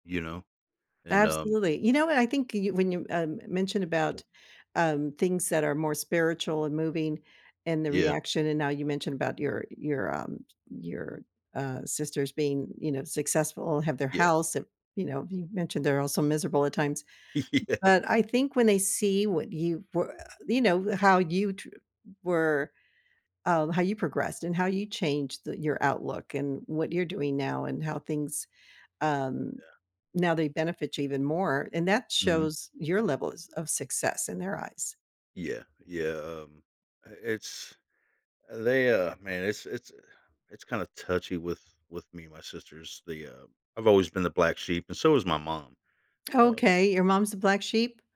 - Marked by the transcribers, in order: other background noise; laughing while speaking: "Yeah"
- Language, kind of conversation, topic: English, unstructured, How do you define success in your own life?